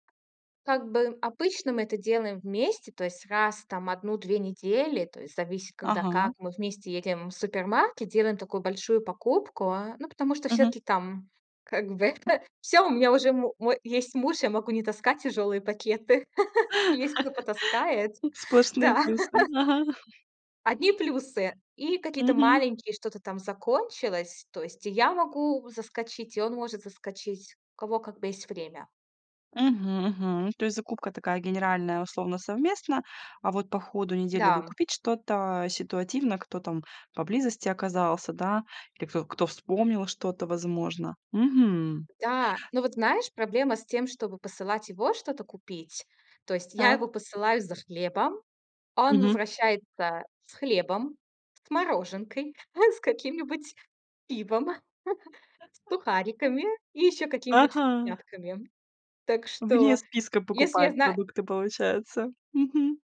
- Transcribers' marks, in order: tapping; chuckle; laugh; chuckle; laugh; other background noise; chuckle; chuckle; laugh; chuckle
- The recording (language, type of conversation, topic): Russian, podcast, Как вы распределяете бытовые обязанности дома?